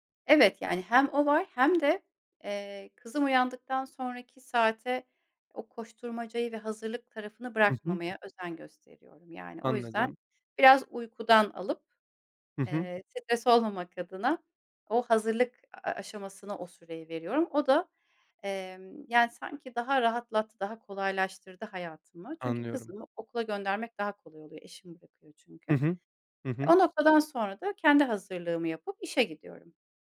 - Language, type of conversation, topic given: Turkish, podcast, İş ve özel hayat dengesini nasıl kuruyorsun?
- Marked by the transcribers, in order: other background noise